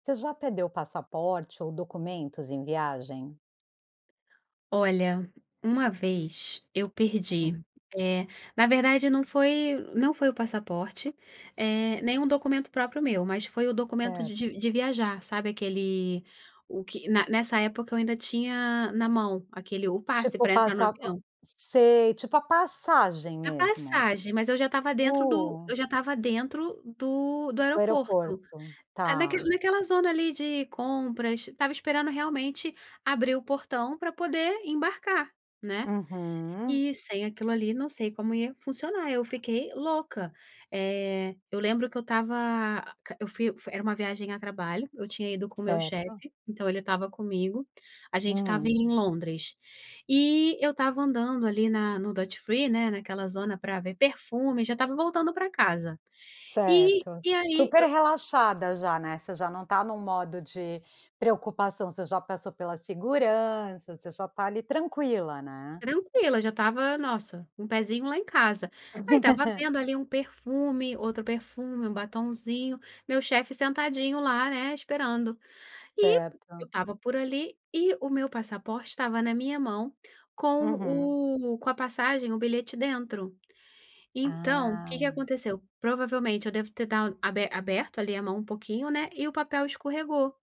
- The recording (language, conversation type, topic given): Portuguese, podcast, Já perdeu o passaporte ou outros documentos durante uma viagem?
- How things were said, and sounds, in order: other noise; tapping; laugh